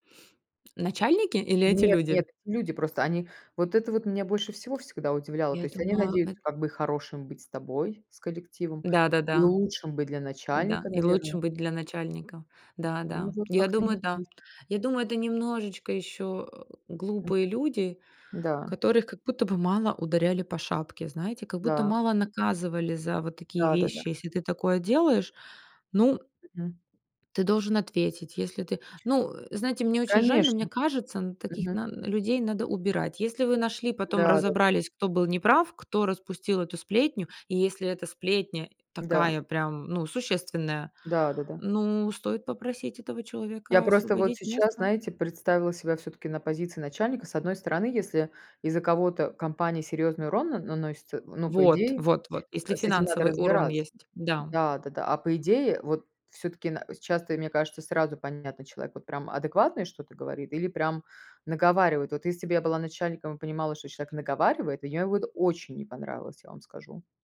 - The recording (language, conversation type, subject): Russian, unstructured, Как вы относитесь к обману и лжи на работе?
- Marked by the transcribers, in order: other background noise; unintelligible speech; grunt; tapping